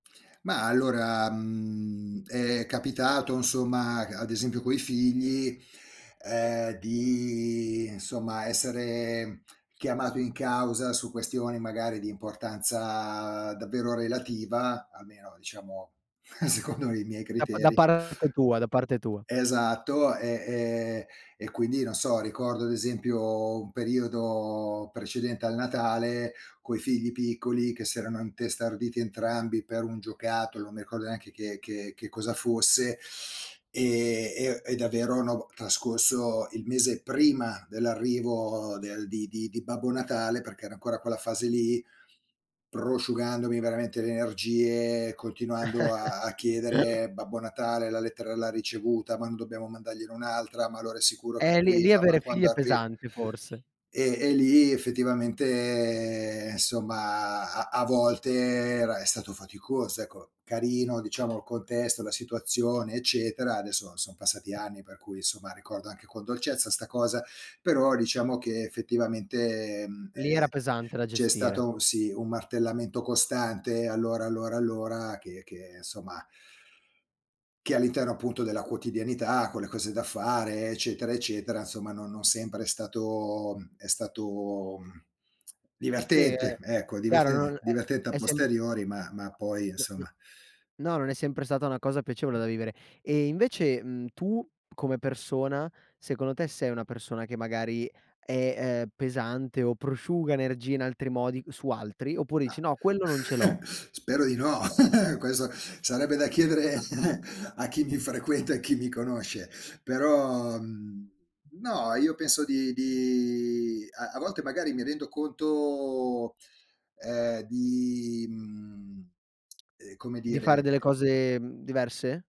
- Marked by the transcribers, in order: drawn out: "di"; laughing while speaking: "secondo"; "intestarditi" said as "antestarditi"; chuckle; inhale; "insomma" said as "nsomma"; tapping; "diciamo" said as "riciamo"; other background noise; "insomma" said as "nsomma"; sigh; "insomma" said as "nsomma"; tsk; scoff; chuckle; "Questo" said as "queso"; chuckle; drawn out: "di"
- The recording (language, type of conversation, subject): Italian, podcast, Come gestisci le relazioni che ti prosciugano le energie?